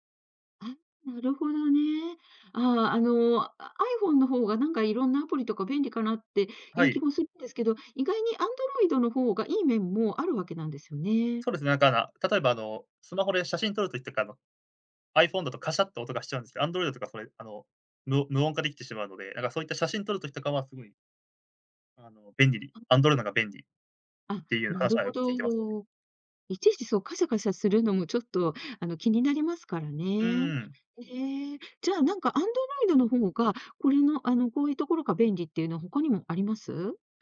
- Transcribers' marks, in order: unintelligible speech; other background noise
- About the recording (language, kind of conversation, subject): Japanese, podcast, スマホと上手に付き合うために、普段どんな工夫をしていますか？